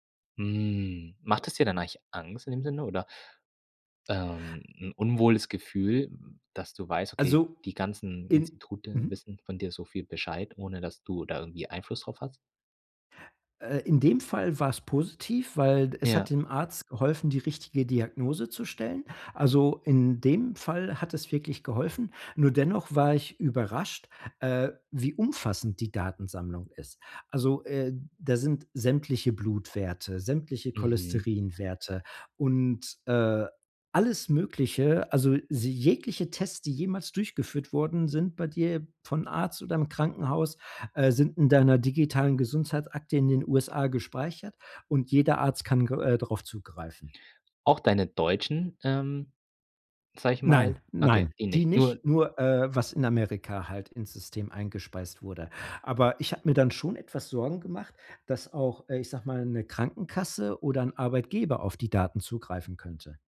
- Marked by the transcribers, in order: stressed: "Angst"
- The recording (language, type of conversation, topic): German, podcast, Wie gehst du mit deiner Privatsphäre bei Apps und Diensten um?